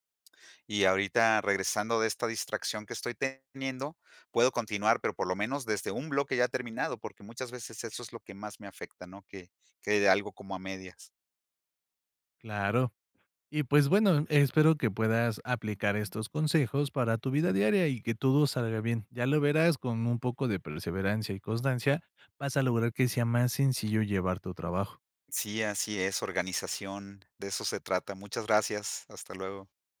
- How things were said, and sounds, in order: none
- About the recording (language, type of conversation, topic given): Spanish, advice, ¿Qué te dificulta concentrarte y cumplir tus horas de trabajo previstas?